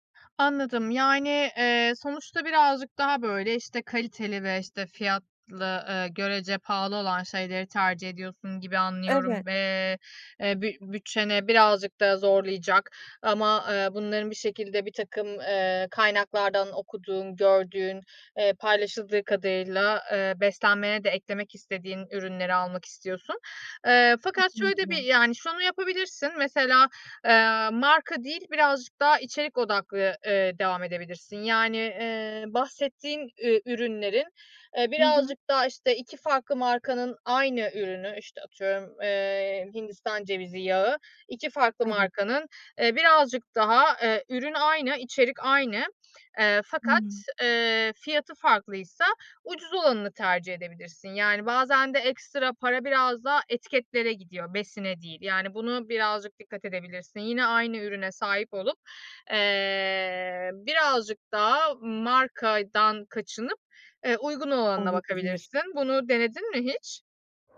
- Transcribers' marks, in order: tapping
- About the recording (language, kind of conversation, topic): Turkish, advice, Bütçem kısıtlıyken sağlıklı alışverişi nasıl daha kolay yapabilirim?